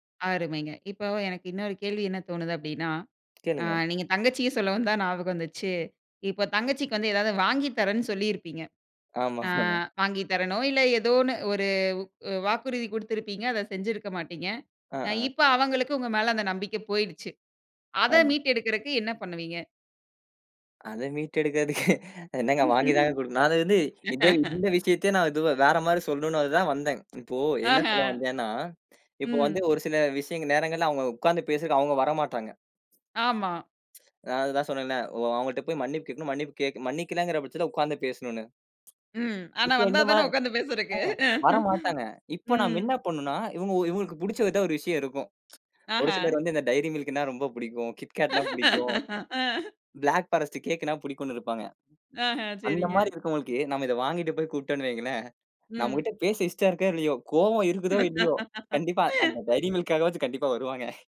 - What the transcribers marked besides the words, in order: tapping; other noise; other background noise; laugh; laughing while speaking: "ம். ஆனா வந்தாத்தானே உக்காந்து பேசுறதுக்கு. ம்"; chuckle; laughing while speaking: "ஆ"; chuckle; chuckle; chuckle; laugh; laughing while speaking: "கண்டிப்பா அந்த டைரிமில்க்காகவாவது கண்டிப்பா வருவாங்க"
- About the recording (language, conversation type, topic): Tamil, podcast, சண்டைக்குப் பிறகு நம்பிக்கையை எப்படி மீட்டெடுக்கலாம்?